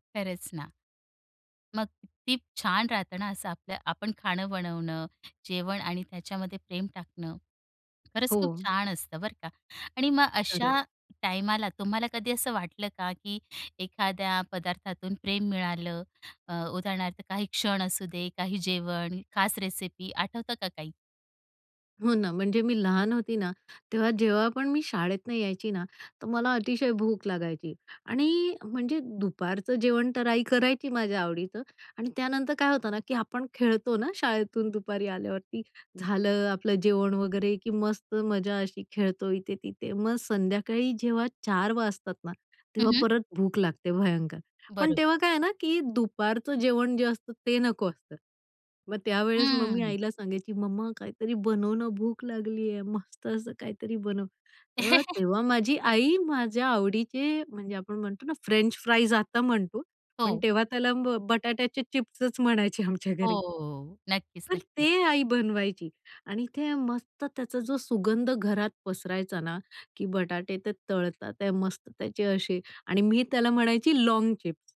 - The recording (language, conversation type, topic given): Marathi, podcast, खाण्यातून प्रेम आणि काळजी कशी व्यक्त कराल?
- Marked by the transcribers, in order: tapping; other background noise; chuckle; laughing while speaking: "आमच्या घरी"